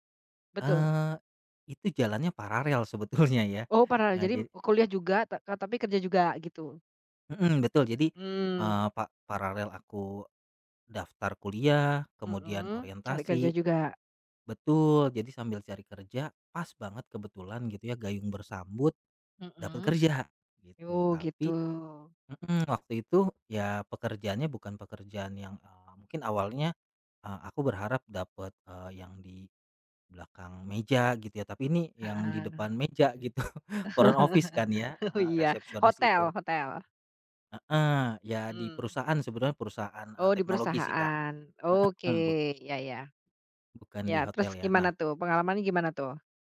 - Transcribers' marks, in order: laughing while speaking: "sebetulnya"; tapping; laughing while speaking: "gitu"; in English: "front office"; chuckle
- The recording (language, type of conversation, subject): Indonesian, podcast, Apa tips kamu buat orang muda yang mau mulai karier?